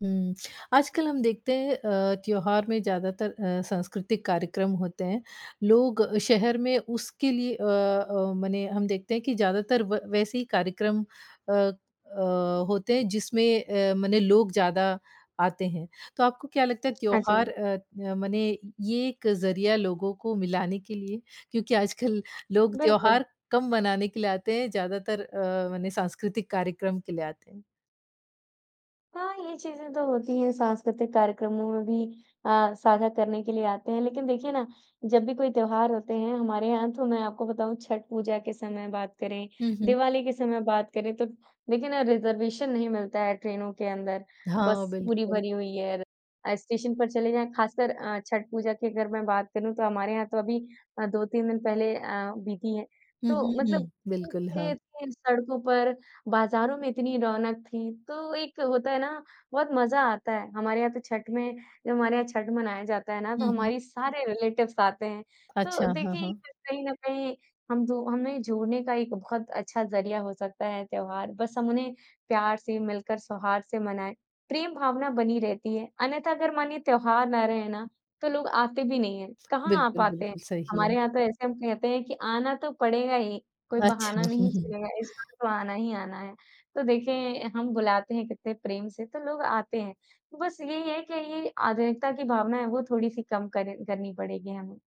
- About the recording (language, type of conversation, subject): Hindi, podcast, त्योहारों ने लोगों को करीब लाने में कैसे मदद की है?
- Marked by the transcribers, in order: lip smack; tapping; laughing while speaking: "आजकल"; other background noise; in English: "रिज़र्वेशन"; in English: "रिलेटिव्स"